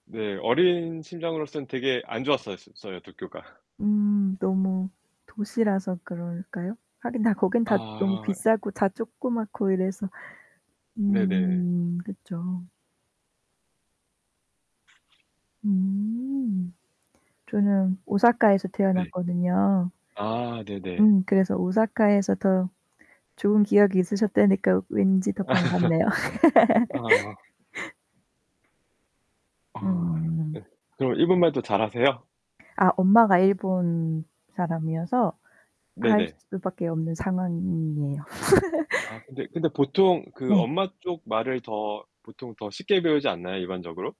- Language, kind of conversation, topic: Korean, unstructured, 가장 기억에 남는 여행지는 어디였나요?
- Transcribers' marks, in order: static; other background noise; tapping; laugh; laugh; distorted speech; laugh